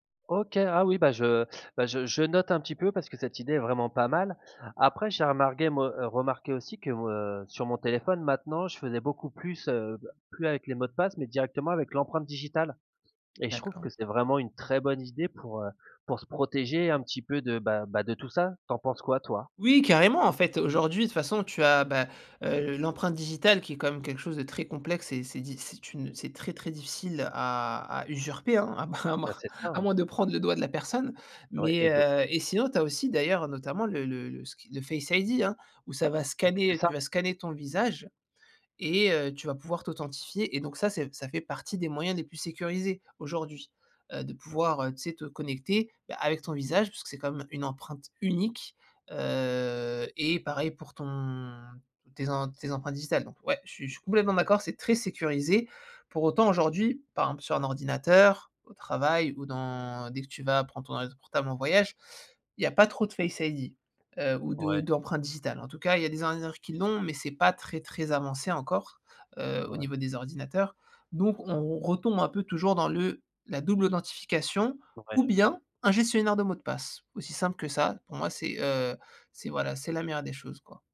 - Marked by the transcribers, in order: stressed: "très"; laughing while speaking: "À moins à moins à … de la personne"; put-on voice: "Face ID"; other background noise; stressed: "unique"; drawn out: "Heu"; drawn out: "ton"; put-on voice: "Face ID"
- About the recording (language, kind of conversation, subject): French, podcast, Comment détectes-tu un faux message ou une arnaque en ligne ?